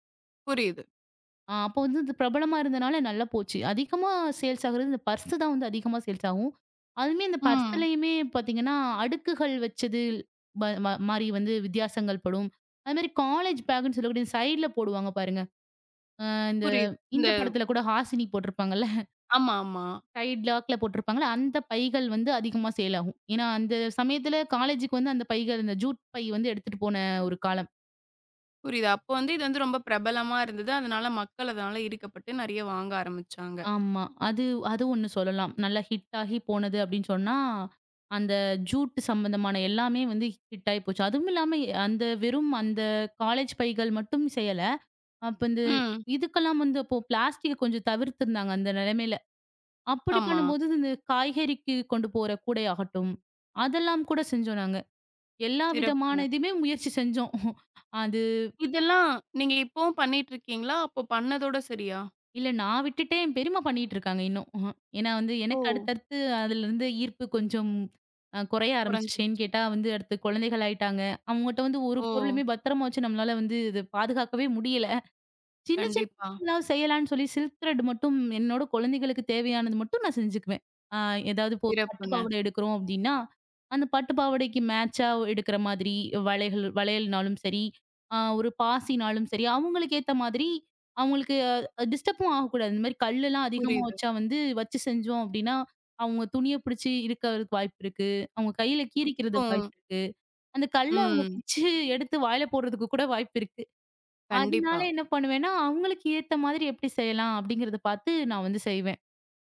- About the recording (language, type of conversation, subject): Tamil, podcast, நீ கைவினைப் பொருட்களைச் செய்ய விரும்புவதற்கு உனக்கு என்ன காரணம்?
- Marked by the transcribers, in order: in English: "சேல்ஸ்"; other background noise; in English: "பர்ஸ்"; in English: "சேல்ஸ்"; in English: "பர்ஸ்லயுமே"; in English: "காலேஜ் பேக்னு"; in English: "சைட்ல"; chuckle; in English: "சைடு லாக்ல"; in English: "சேல்"; in English: "காலேஜ்க்கு"; in English: "பேக்"; tapping; in English: "ஹிட்"; drawn out: "சொன்னா"; in English: "ஜூட்"; in English: "ஹிட்"; chuckle; drawn out: "அது"; "பெரியம்மா" said as "பெரிம்மா"; chuckle; other noise; in English: "சில்க் த்ரெட்"; in English: "டிஸ்டர்ப்பும்"; unintelligible speech; laughing while speaking: "பிச்சு எடுத்து வாயில போடுறதுக்கு கூட வாய்ப்பு இருக்கு"